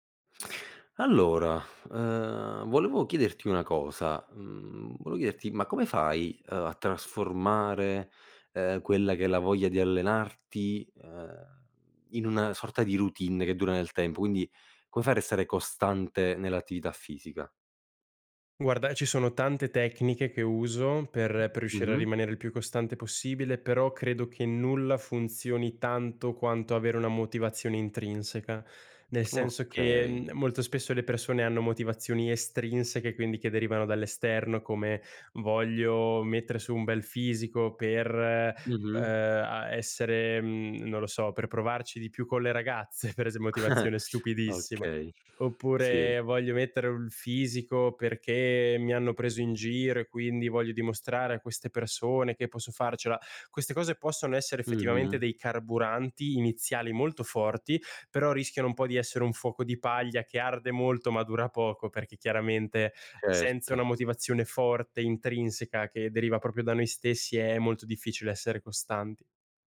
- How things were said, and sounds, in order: "volevo" said as "voleo"; other background noise; chuckle; "proprio" said as "propio"
- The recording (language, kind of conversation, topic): Italian, podcast, Come fai a mantenere la costanza nell’attività fisica?